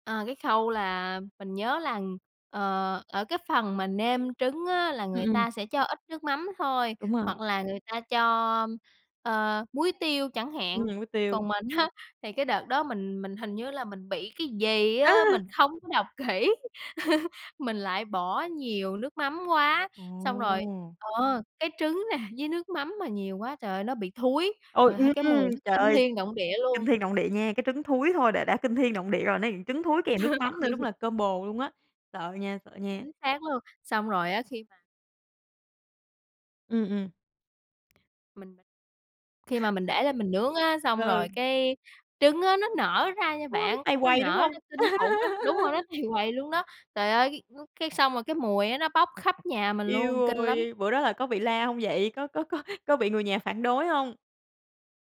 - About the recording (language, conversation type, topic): Vietnamese, podcast, Lần bạn thử làm một món mới thành công nhất diễn ra như thế nào?
- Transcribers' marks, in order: laughing while speaking: "á"; laughing while speaking: "Nêm"; chuckle; drawn out: "Ồ!"; tapping; chuckle; laughing while speaking: "Ừ"; other background noise; laughing while speaking: "tầy quầy"; laugh